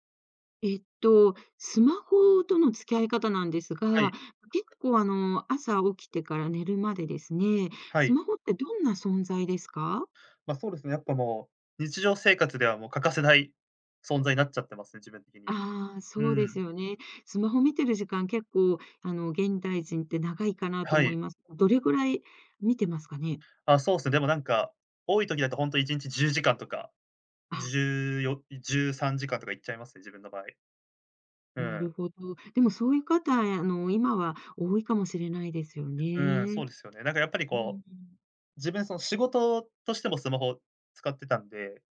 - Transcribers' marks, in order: other background noise
- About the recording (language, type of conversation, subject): Japanese, podcast, スマホと上手に付き合うために、普段どんな工夫をしていますか？